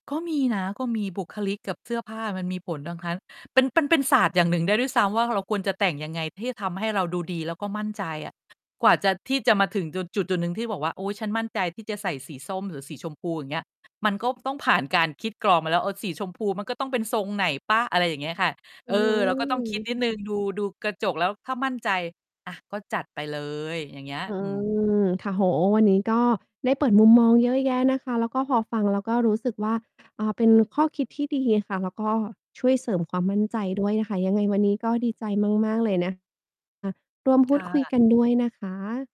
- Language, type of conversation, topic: Thai, podcast, คุณมีความคิดเห็นอย่างไรเกี่ยวกับเสื้อผ้ามือสองหรือแฟชั่นที่ยั่งยืน?
- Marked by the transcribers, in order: other background noise; distorted speech